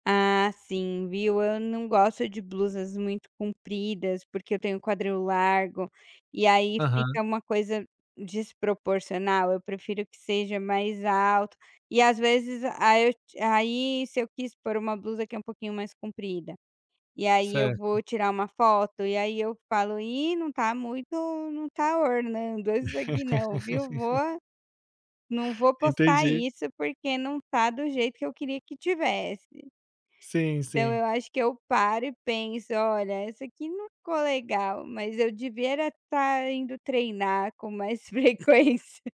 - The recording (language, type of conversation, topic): Portuguese, podcast, Que papel as redes sociais têm no seu visual?
- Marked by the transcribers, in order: laugh; laughing while speaking: "frequência"